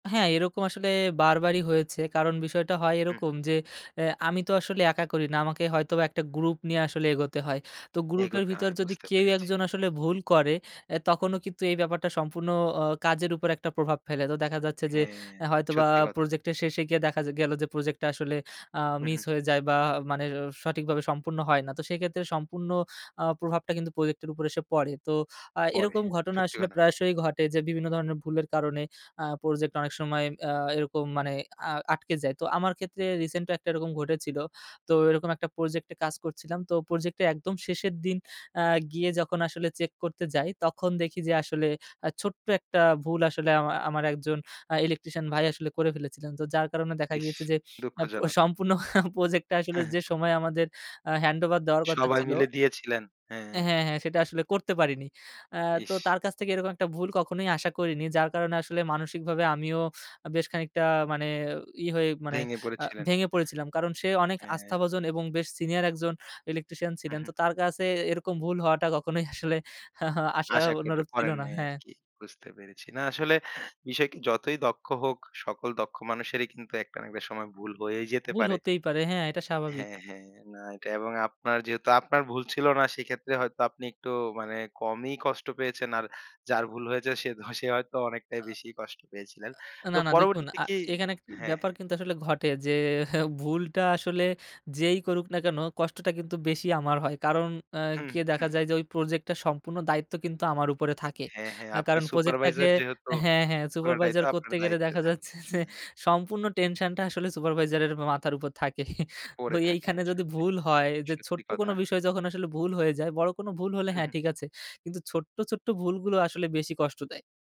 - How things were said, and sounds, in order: laugh; laughing while speaking: "দেখা যাচ্ছে যে"
- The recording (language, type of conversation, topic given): Bengali, podcast, তুমি কি কোনো প্রজেক্টে ব্যর্থ হলে সেটা কীভাবে সামলাও?